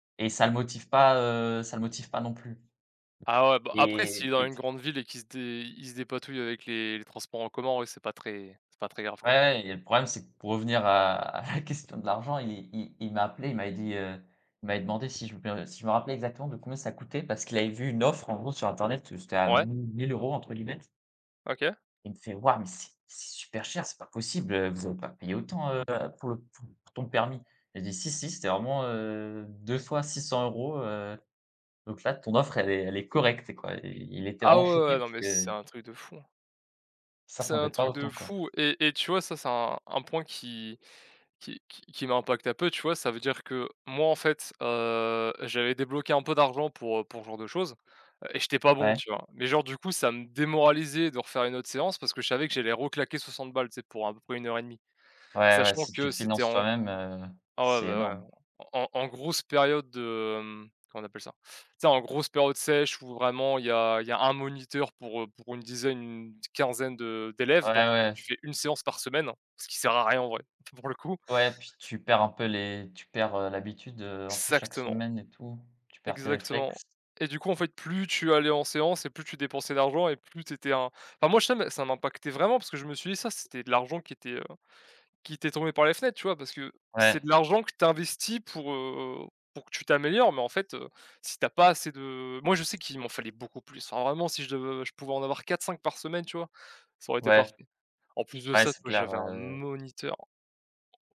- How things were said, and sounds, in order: other background noise; laughing while speaking: "à la question"; tapping; stressed: "correcte"; stressed: "xactement"; "Exactement" said as "xactement"; stressed: "vraiment"; stressed: "moniteur"
- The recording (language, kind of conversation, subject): French, unstructured, Comment le manque d’argent peut-il affecter notre bien-être ?